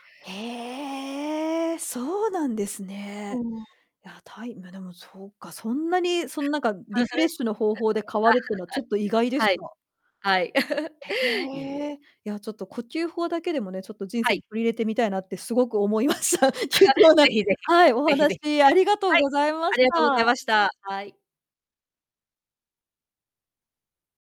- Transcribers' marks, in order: laugh; distorted speech; laugh; laughing while speaking: "思いました。貴重な"; laugh
- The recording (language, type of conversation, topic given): Japanese, podcast, 短時間でリフレッシュするには、どんなコツがありますか？